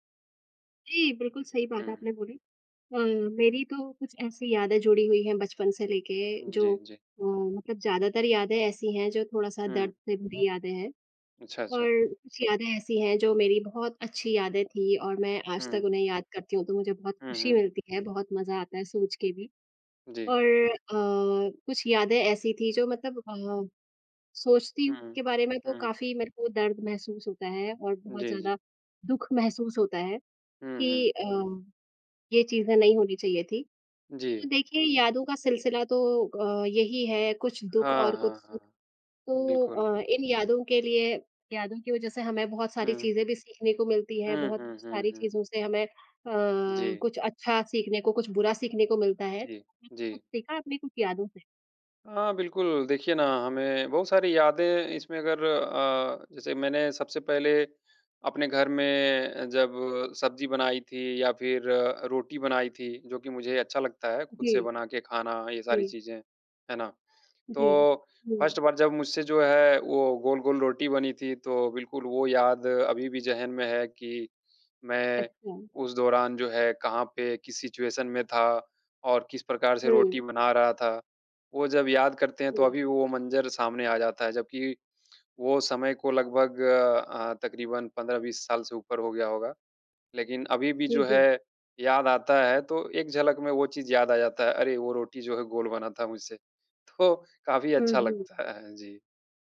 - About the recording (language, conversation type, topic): Hindi, unstructured, आपके लिए क्या यादें दुख से ज़्यादा सांत्वना देती हैं या ज़्यादा दर्द?
- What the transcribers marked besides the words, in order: in English: "फर्स्ट"; in English: "सिचुएशन"; joyful: "तो काफ़ी अच्छा लगता है"